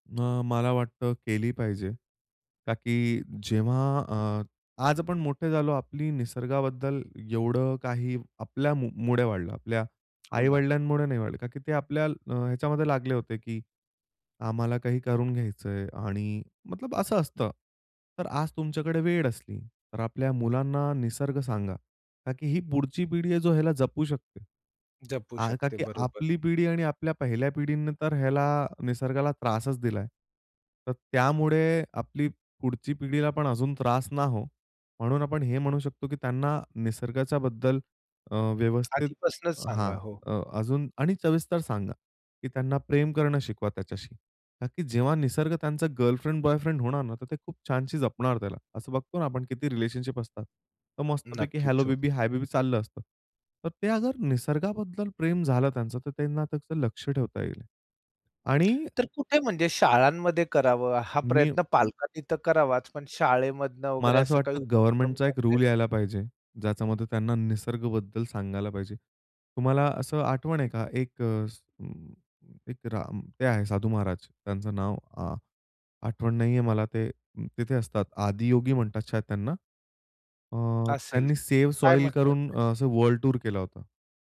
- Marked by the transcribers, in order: tapping; in English: "गर्लफ्रेंड बॉयफ्रेंड"; in English: "रिलेशनशिप"; in English: "हेल्लो बेबी, हाय बेबी"; in Hindi: "शायद"; in English: "सॉइल"; in English: "वर्ल्ड टूर"
- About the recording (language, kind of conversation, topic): Marathi, podcast, निसर्गाने वेळ आणि धैर्य यांचे महत्त्व कसे दाखवले, उदाहरण द्याल का?